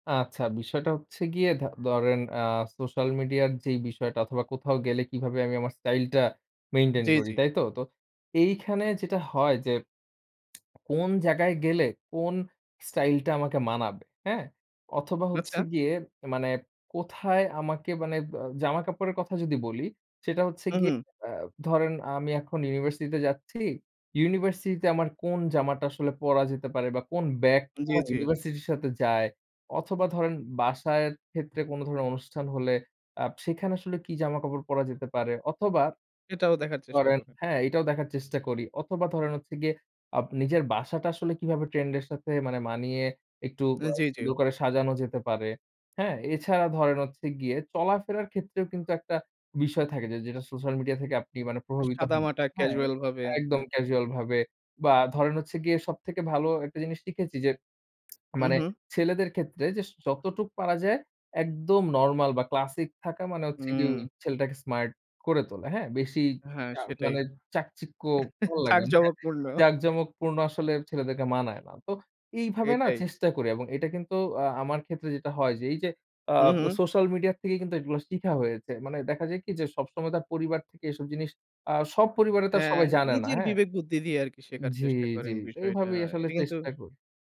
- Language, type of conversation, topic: Bengali, podcast, সোশ্যাল মিডিয়ায় দেখা স্টাইল তোমার ওপর কী প্রভাব ফেলে?
- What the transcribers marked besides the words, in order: lip smack; other background noise; lip smack; chuckle; laughing while speaking: "ঝাঁকজমকপূর্ণ"